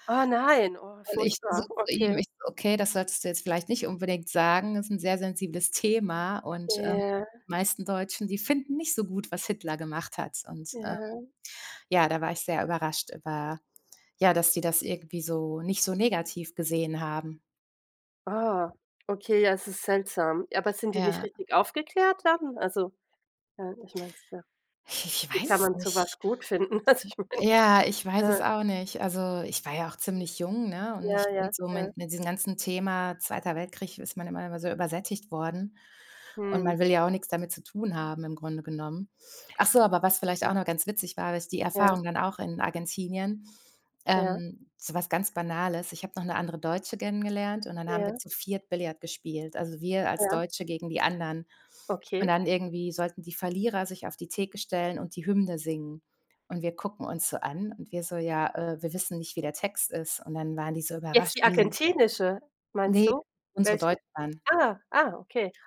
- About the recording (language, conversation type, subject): German, unstructured, Wie bist du auf Reisen mit unerwarteten Rückschlägen umgegangen?
- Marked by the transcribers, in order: laughing while speaking: "Also ich meine"; other noise